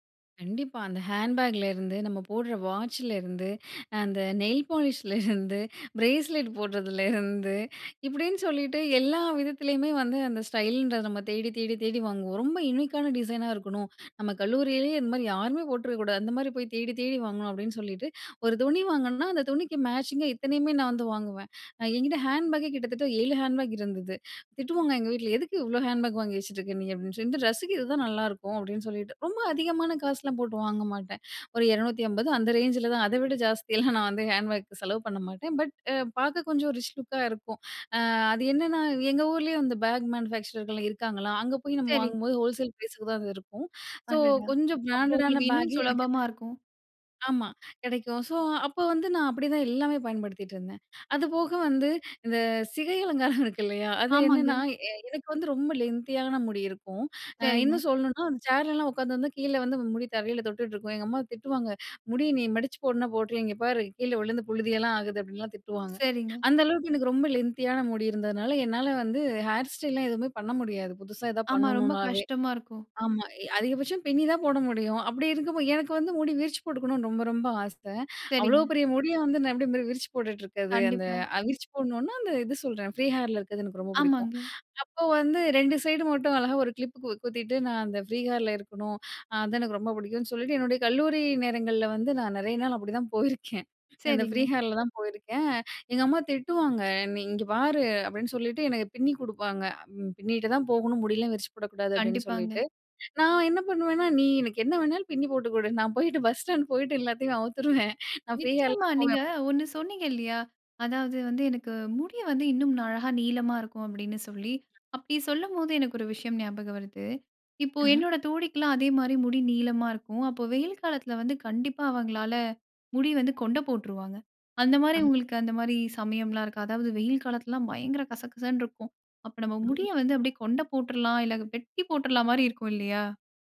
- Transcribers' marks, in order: laughing while speaking: "நெயில் பாலிஷ்லருந்து, பிரேஸ்லெட் போடுறதுல இருந்து இப்படின்னு சொல்லிட்டு"; in English: "யுனீக்கான டிசைனா"; in English: "மேச்சிங்கா"; in English: "ரேஞ்சில"; in English: "பட்"; in English: "ரிச் லுக்கா"; in English: "ஹோல்சேல் ப்ரைஸுக்கு"; in English: "பேக் மேனுஃபேக்சரர்கள்லாம் ஸோ"; in English: "பிராண்டடான பேக்கே"; laughing while speaking: "சிகை அலங்காரம்"; in English: "லென்த்தியான"; in English: "லென்த்தியான"; in English: "ஹேர் ஸ்டைல்லாம்"; in English: "ஃப்ரீ ஹேர்ல"; in English: "சைடு"; in English: "கிளிப்புக்கு"; in English: "ஃப்ரீ ஹேர்ல"; in English: "ஃப்ரீ ஹேர்ல"; laughing while speaking: "நான் போயிட்டு பஸ் ஸ்டாண்ட் போயிட்டு எல்லாத்தையும் அவுத்துருவேன் நான் ஃப்ரீ ஹேர்ல தான் போவேன்"; in English: "ஃப்ரீ ஹேர்ல"; other noise
- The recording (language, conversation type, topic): Tamil, podcast, சில நேரங்களில் ஸ்டைலை விட வசதியை முன்னிலைப்படுத்துவீர்களா?